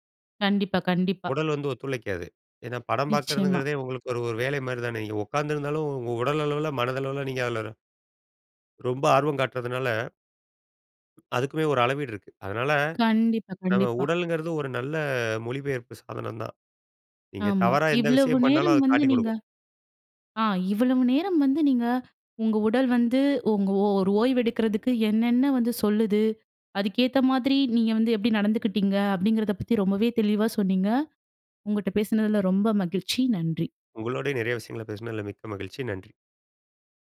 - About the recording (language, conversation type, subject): Tamil, podcast, உடல் உங்களுக்கு ஓய்வு சொல்லும்போது நீங்கள் அதை எப்படி கேட்கிறீர்கள்?
- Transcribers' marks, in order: none